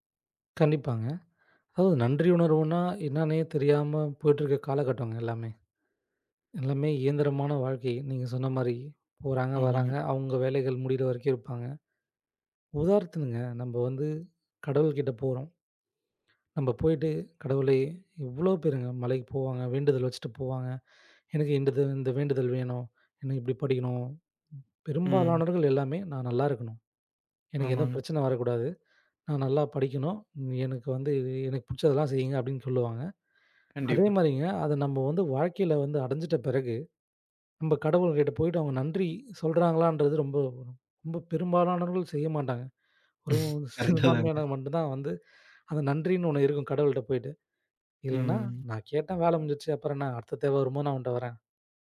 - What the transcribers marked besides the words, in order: "உதாரணத்துக்குங்க" said as "உதாருத்தனுங்க"; laughing while speaking: "ஒரு சிறுபான்மையினர் மட்டும்தான்"; laughing while speaking: "கரெக்டா தாங்க"; "கரெக்ட்" said as "கரெக்டா"
- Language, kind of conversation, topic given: Tamil, podcast, நாள்தோறும் நன்றியுணர்வு பழக்கத்தை நீங்கள் எப்படி உருவாக்கினீர்கள்?